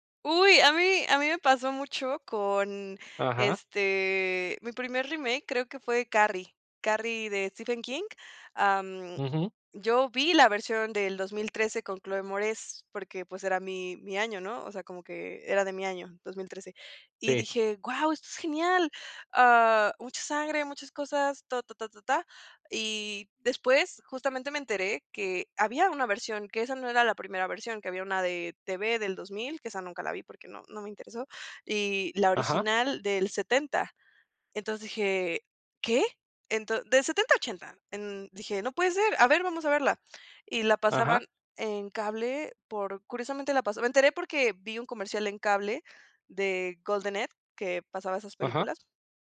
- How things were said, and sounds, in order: none
- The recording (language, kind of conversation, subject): Spanish, podcast, ¿Por qué crees que amamos los remakes y reboots?